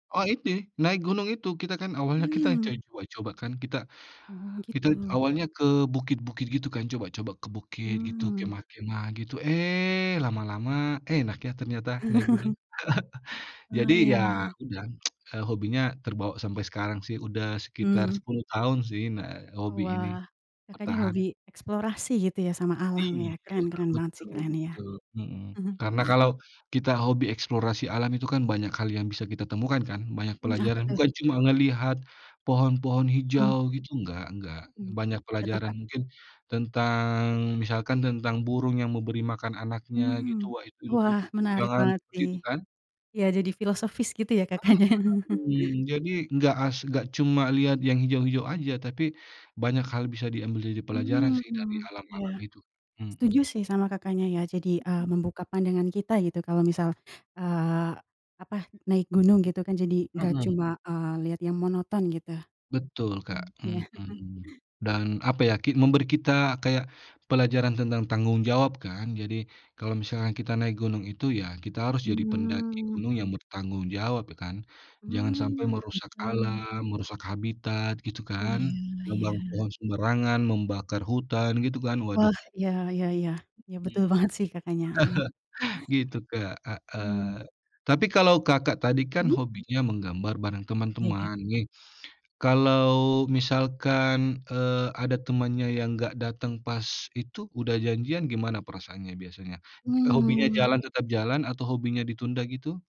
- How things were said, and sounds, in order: other background noise; chuckle; tsk; laughing while speaking: "katanya"; chuckle
- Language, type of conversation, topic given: Indonesian, unstructured, Apa hobi yang paling sering kamu lakukan bersama teman?